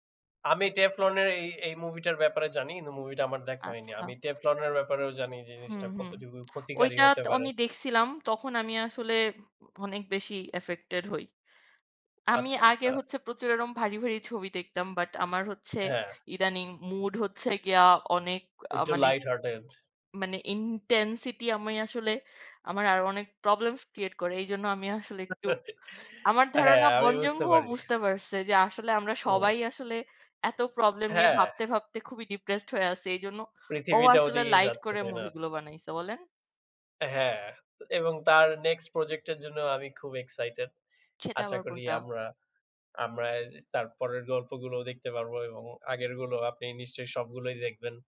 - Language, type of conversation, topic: Bengali, unstructured, কোন ধরনের সিনেমা দেখলে আপনি সবচেয়ে বেশি আনন্দ পান?
- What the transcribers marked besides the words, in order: tapping; chuckle